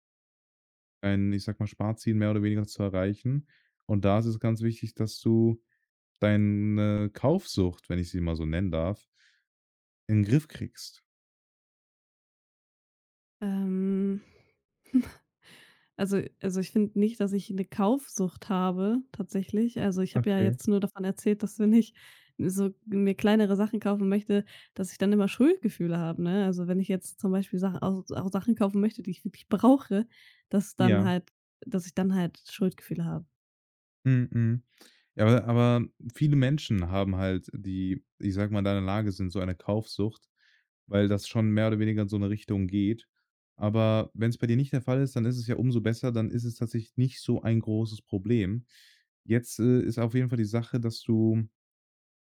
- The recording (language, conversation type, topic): German, advice, Warum habe ich bei kleinen Ausgaben während eines Sparplans Schuldgefühle?
- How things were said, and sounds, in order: other background noise; drawn out: "Ähm"; chuckle; laughing while speaking: "wenn ich"; laughing while speaking: "brauche"; stressed: "brauche"